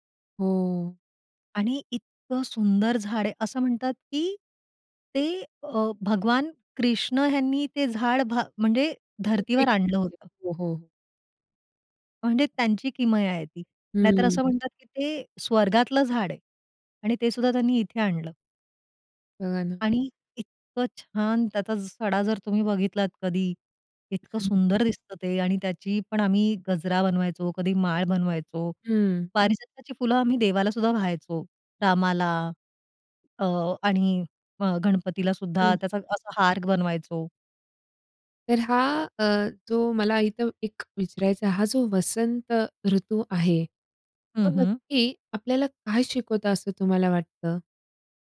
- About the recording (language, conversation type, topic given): Marathi, podcast, वसंताचा सुवास आणि फुलं तुला कशी भावतात?
- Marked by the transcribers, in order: other background noise; unintelligible speech; other noise